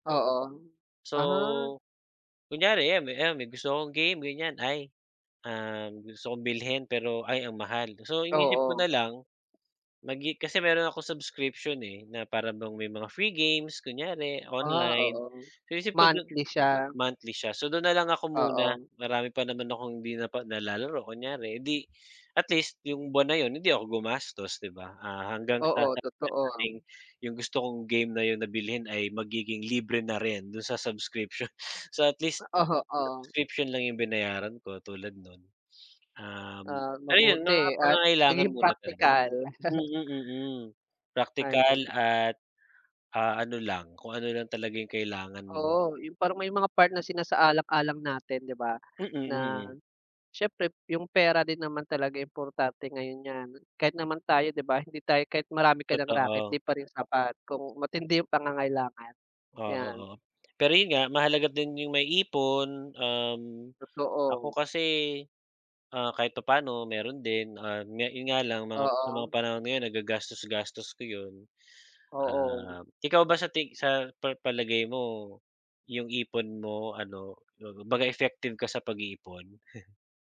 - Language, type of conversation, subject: Filipino, unstructured, Paano mo pinamamahalaan ang buwanang badyet mo, at ano ang pinakamahirap sa pag-iipon ng pera?
- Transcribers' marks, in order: unintelligible speech; chuckle; tapping; chuckle